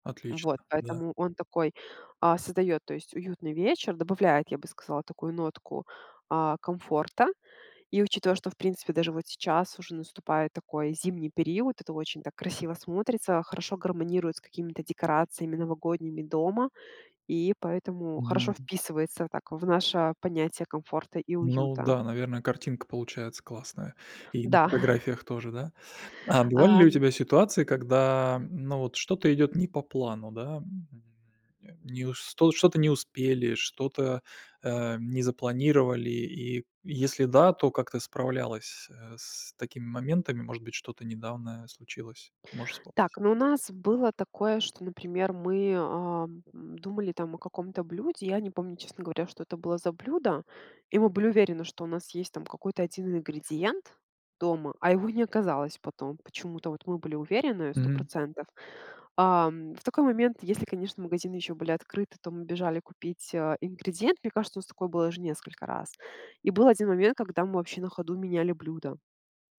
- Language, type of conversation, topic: Russian, podcast, Как ты готовишься к приходу гостей?
- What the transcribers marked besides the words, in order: grunt; tapping